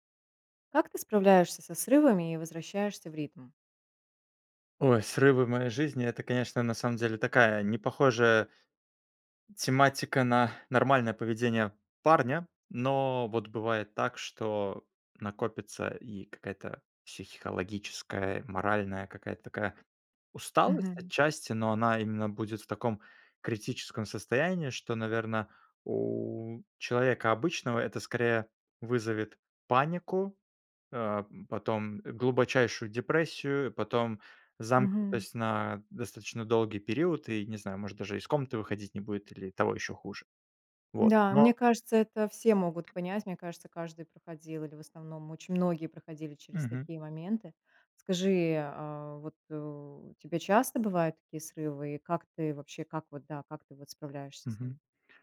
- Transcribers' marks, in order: tapping
- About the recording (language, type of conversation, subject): Russian, podcast, Как справляться со срывами и возвращаться в привычный ритм?